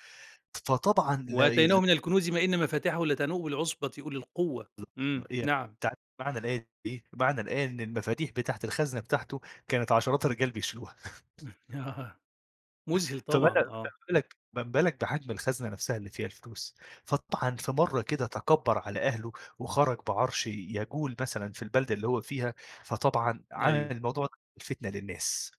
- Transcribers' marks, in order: unintelligible speech; chuckle; unintelligible speech; unintelligible speech
- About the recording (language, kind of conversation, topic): Arabic, podcast, إزاي بتختار بين إنك تجري ورا الفلوس وإنك تجري ورا المعنى؟